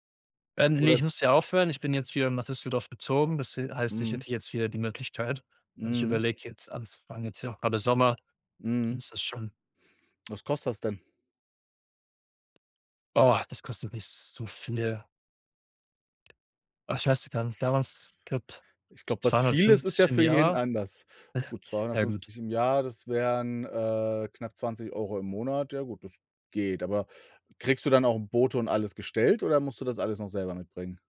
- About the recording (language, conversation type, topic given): German, unstructured, Was vermisst du am meisten an einem Hobby, das du aufgegeben hast?
- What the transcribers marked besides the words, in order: other background noise; tapping; unintelligible speech; laughing while speaking: "jeden"; scoff